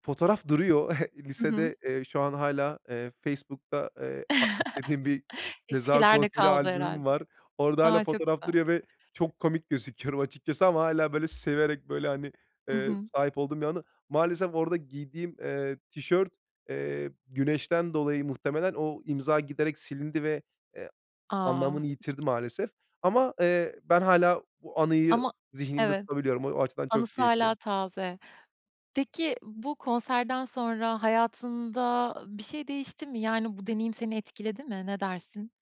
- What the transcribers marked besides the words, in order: chuckle; chuckle; laughing while speaking: "bir Ceza"; other background noise; tapping
- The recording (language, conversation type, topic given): Turkish, podcast, Unutamadığın ilk konser deneyimini anlatır mısın?